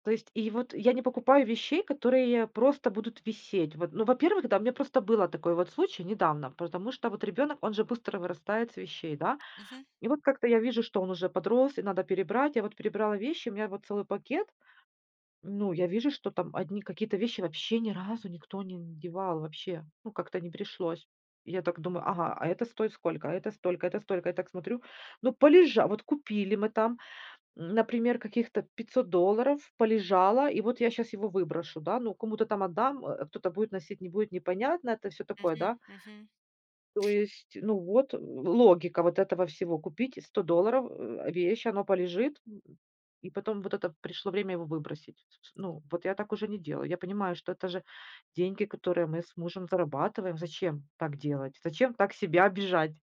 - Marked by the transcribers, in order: tapping; other background noise
- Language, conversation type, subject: Russian, podcast, Какие простые привычки помогают экономить и деньги, и ресурсы природы?